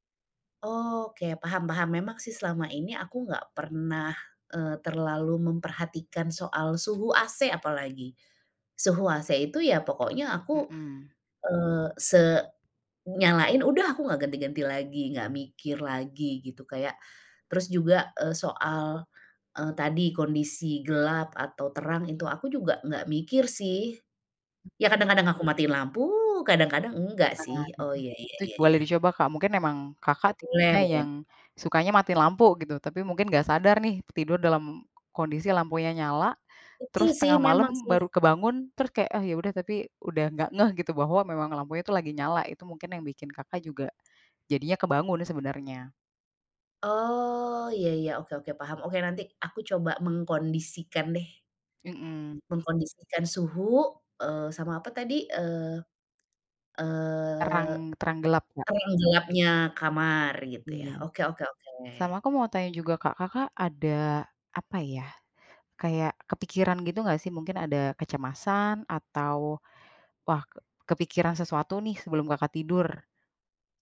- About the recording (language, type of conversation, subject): Indonesian, advice, Mengapa saya bangun merasa lelah meski sudah tidur cukup lama?
- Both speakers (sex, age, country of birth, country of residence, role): female, 30-34, Indonesia, Indonesia, advisor; female, 45-49, Indonesia, Indonesia, user
- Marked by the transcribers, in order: other background noise